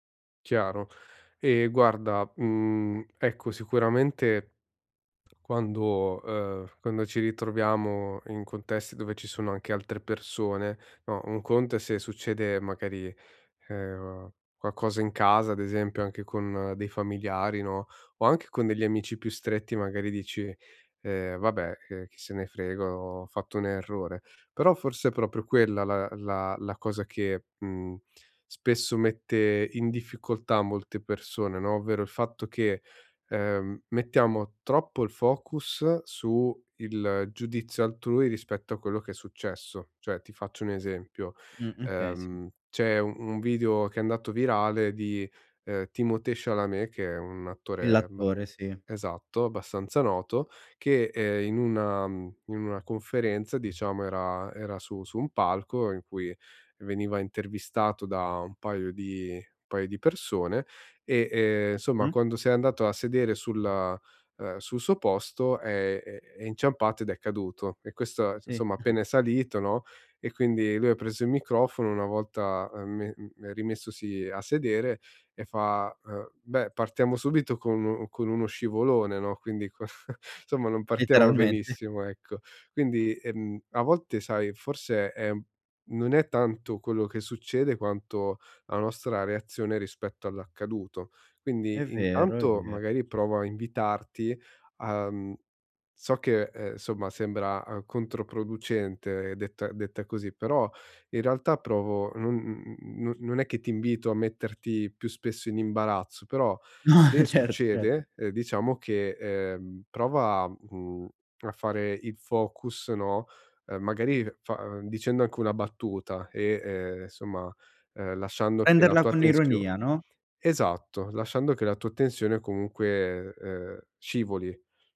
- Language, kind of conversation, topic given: Italian, advice, Come posso accettare i miei errori nelle conversazioni con gli altri?
- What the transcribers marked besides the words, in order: "Cioè" said as "ceh"; chuckle; laughing while speaking: "Letteralmente"; chuckle; laughing while speaking: "No, cer certo"